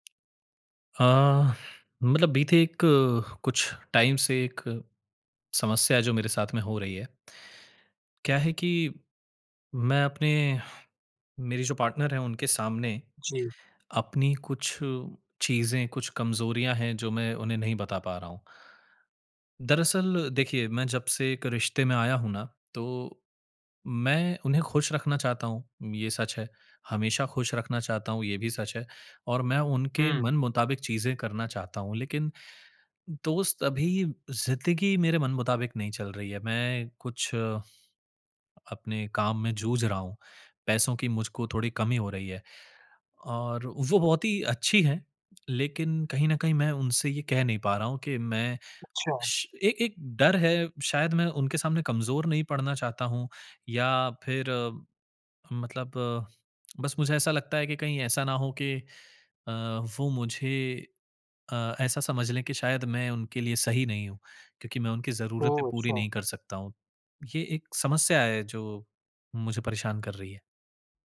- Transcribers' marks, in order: in English: "टाइम"; in English: "पार्टनर"; lip smack
- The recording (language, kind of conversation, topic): Hindi, advice, आप कब दोस्तों या अपने साथी के सामने अपनी सीमाएँ नहीं बता पाते हैं?